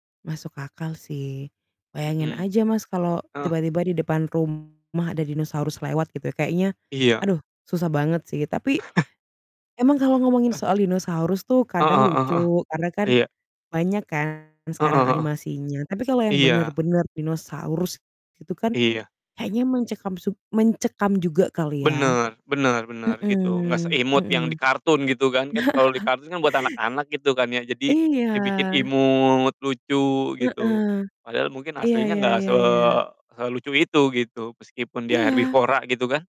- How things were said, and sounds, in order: static; distorted speech; laugh; chuckle; chuckle
- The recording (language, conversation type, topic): Indonesian, unstructured, Menurutmu, mengapa dinosaurus bisa punah?